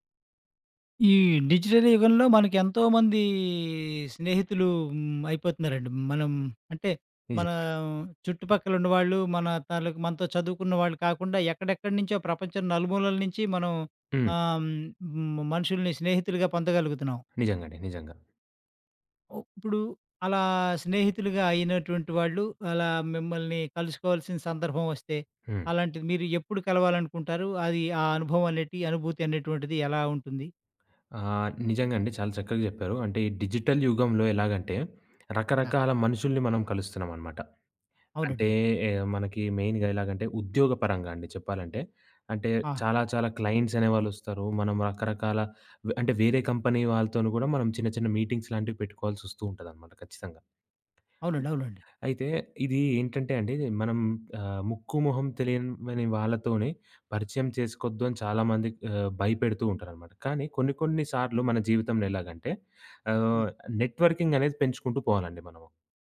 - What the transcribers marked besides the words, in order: in English: "డిజిటల్"; tapping; other background noise; in English: "డిజిటల్"; in English: "మెయిన్‌గా"; in English: "క్లయింట్స్"; in English: "కంపెనీ"; in English: "మీటింగ్స్"; in English: "నెట్‌వర్కింగ్"
- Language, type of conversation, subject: Telugu, podcast, నీవు ఆన్‌లైన్‌లో పరిచయం చేసుకున్న మిత్రులను ప్రత్యక్షంగా కలవాలని అనిపించే క్షణం ఎప్పుడు వస్తుంది?